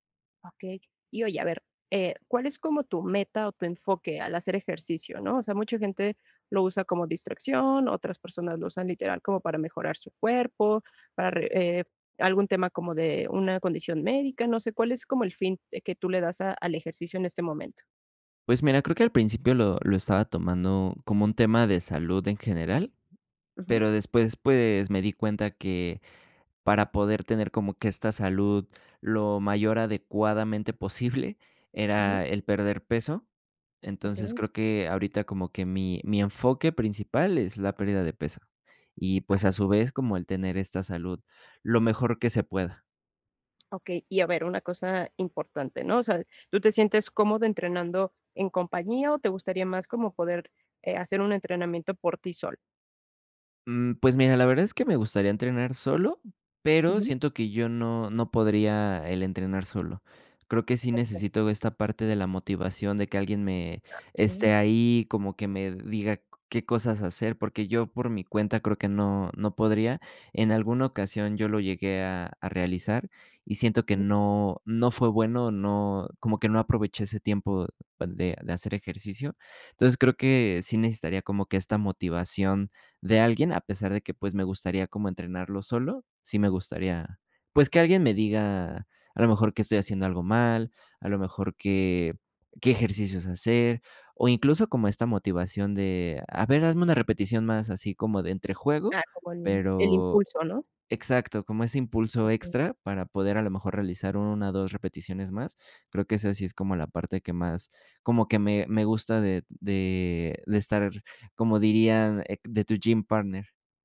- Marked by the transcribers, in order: tapping; in English: "gym partner"
- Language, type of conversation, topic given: Spanish, advice, ¿Cómo puedo variar mi rutina de ejercicio para no aburrirme?